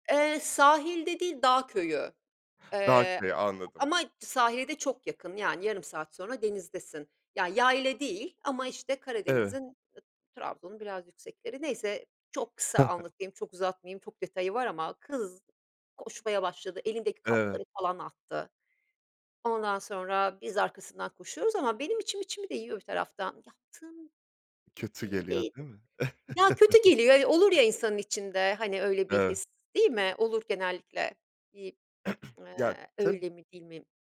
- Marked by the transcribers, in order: chuckle; tapping; throat clearing
- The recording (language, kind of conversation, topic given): Turkish, podcast, Doğayla ilgili en unutulmaz anını anlatır mısın?